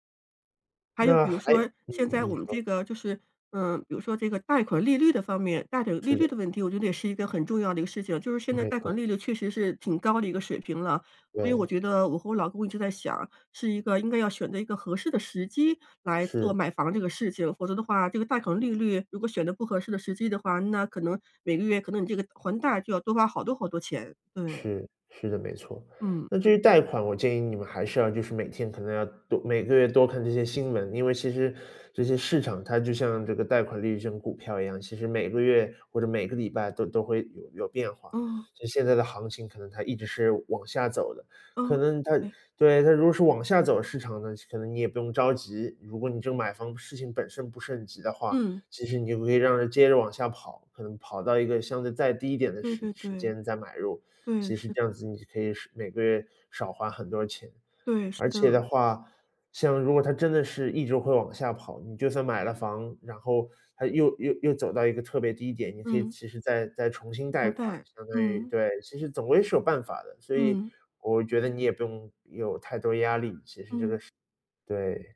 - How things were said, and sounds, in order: tapping; other background noise
- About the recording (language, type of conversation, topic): Chinese, advice, 怎样在省钱的同时保持生活质量？